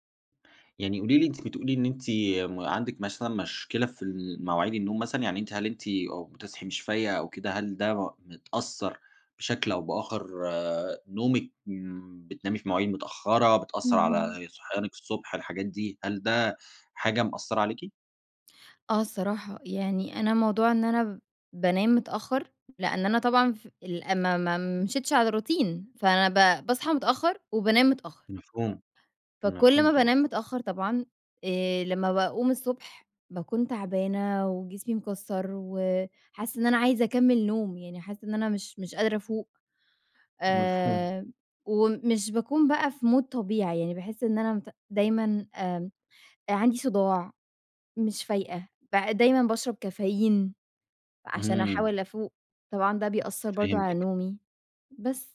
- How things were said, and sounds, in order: tapping; in English: "روتين"; in English: "مود"
- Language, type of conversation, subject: Arabic, advice, إزاي أقدر أبني روتين صباحي ثابت ومايتعطلش بسرعة؟